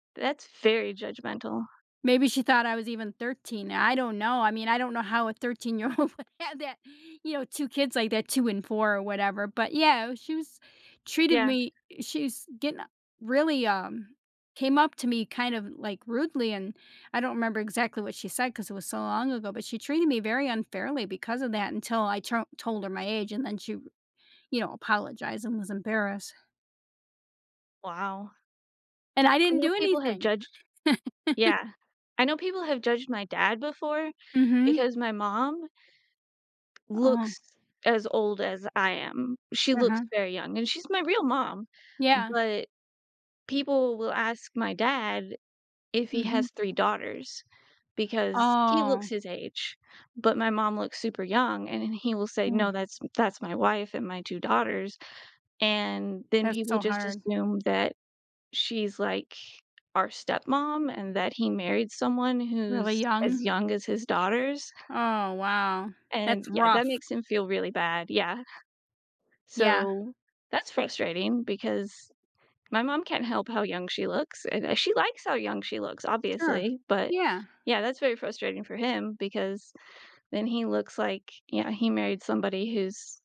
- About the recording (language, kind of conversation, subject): English, unstructured, Why do you think people are quick to form opinions about others based on looks?
- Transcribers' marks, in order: laughing while speaking: "old would have that"; tapping; laugh; other background noise; drawn out: "Oh"